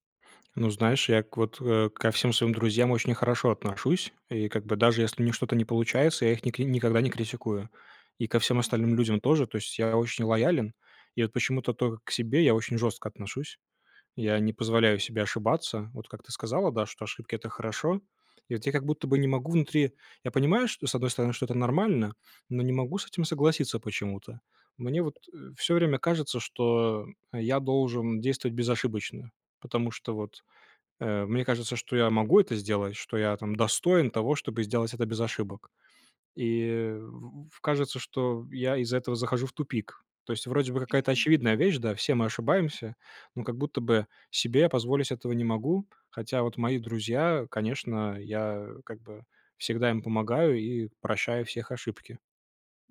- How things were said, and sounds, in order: none
- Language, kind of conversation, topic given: Russian, advice, Как справиться с постоянным самокритичным мышлением, которое мешает действовать?